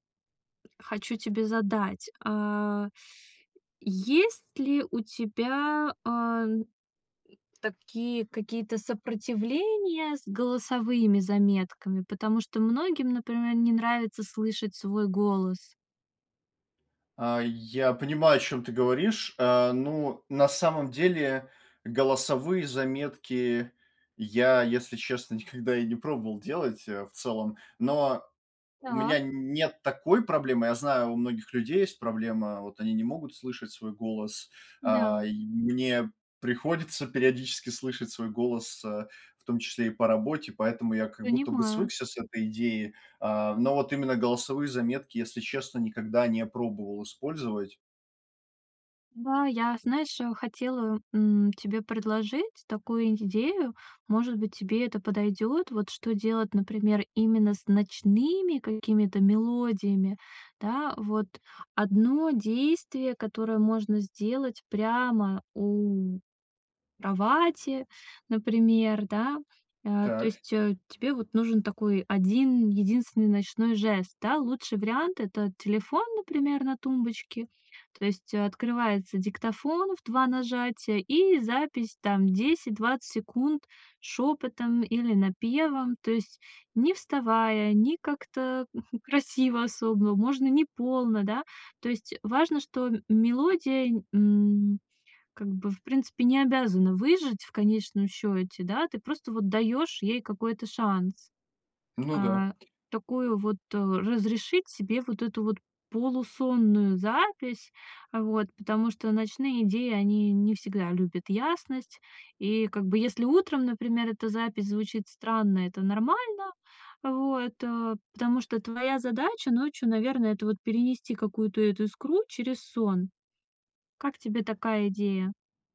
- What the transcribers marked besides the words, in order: tapping
- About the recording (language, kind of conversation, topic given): Russian, advice, Как мне выработать привычку ежедневно записывать идеи?